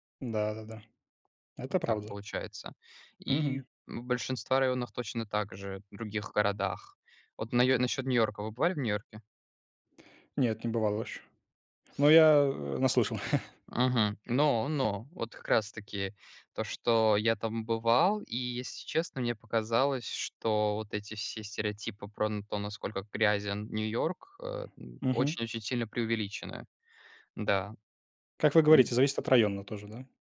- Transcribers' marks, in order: tapping; laugh
- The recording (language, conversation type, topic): Russian, unstructured, Что вызывает у вас отвращение в загрязнённом городе?